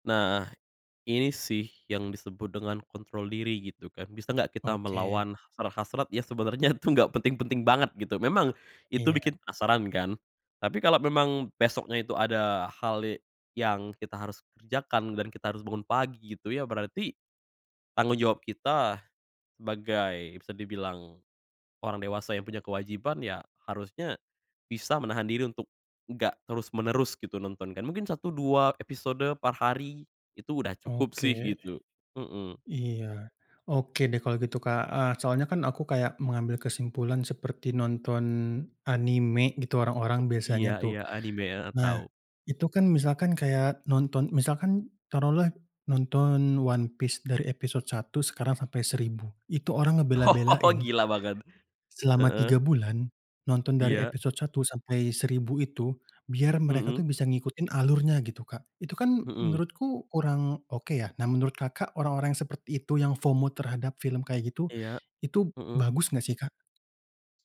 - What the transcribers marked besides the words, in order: laughing while speaking: "sebenarnya itu"; tapping; laughing while speaking: "Oh"; in English: "FOMO"
- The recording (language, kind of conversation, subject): Indonesian, podcast, Bagaimana layanan streaming mengubah kebiasaan menonton orang?